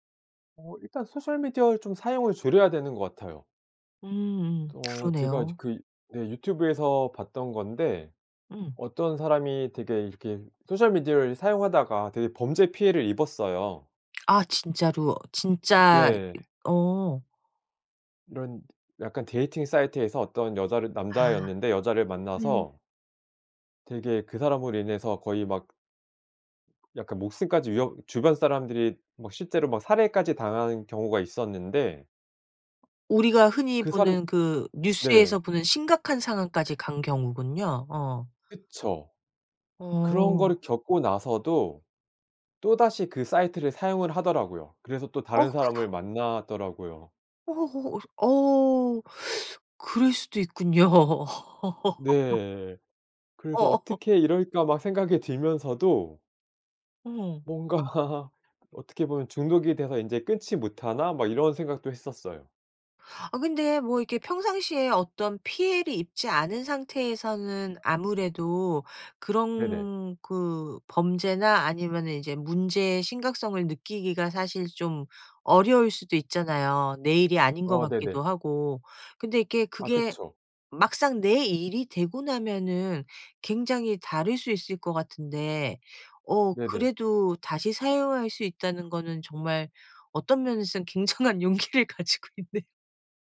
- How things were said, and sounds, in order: in English: "소셜"; other background noise; in English: "데이팅"; afraid: "어우"; teeth sucking; laughing while speaking: "있군요. 어"; laugh; laughing while speaking: "뭔가"; laughing while speaking: "굉장한 용기를 가지고 있네"
- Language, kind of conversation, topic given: Korean, podcast, 개인정보는 어느 정도까지 공개하는 것이 적당하다고 생각하시나요?
- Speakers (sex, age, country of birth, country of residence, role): female, 50-54, South Korea, United States, host; male, 40-44, South Korea, South Korea, guest